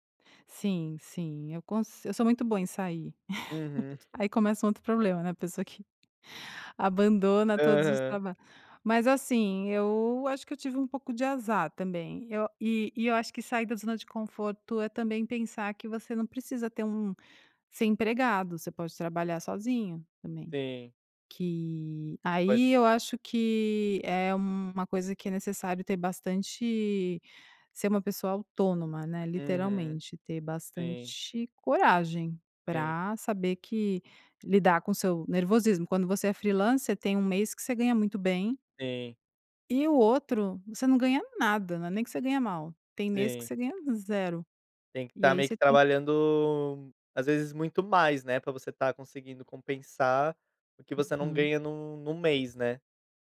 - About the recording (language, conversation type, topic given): Portuguese, podcast, Como você se convence a sair da zona de conforto?
- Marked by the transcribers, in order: laugh; other background noise